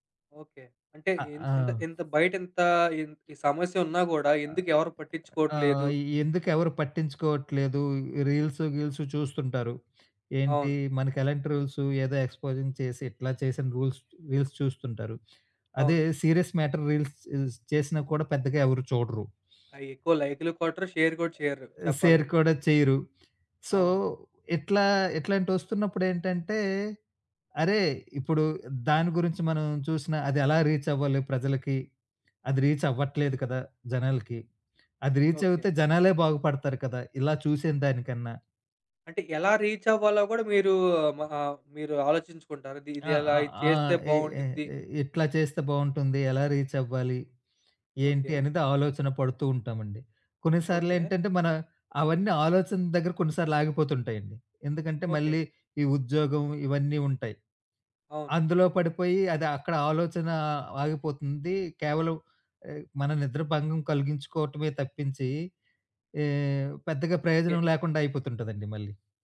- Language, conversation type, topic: Telugu, podcast, సమాచార భారం వల్ల నిద్ర దెబ్బతింటే మీరు దాన్ని ఎలా నియంత్రిస్తారు?
- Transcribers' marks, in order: other background noise; in English: "ఎక్స్‌పొజింగ్"; in English: "రూల్స్ రీల్స్"; tapping; in English: "సీరియస్ మ్యాటర్ రీల్స్"; sniff; in English: "షేర్"; in English: "సో"; in English: "రీచ్"; in English: "రీచ్"; in English: "రీచ్"; in English: "రీచ్"; in English: "రీచ్"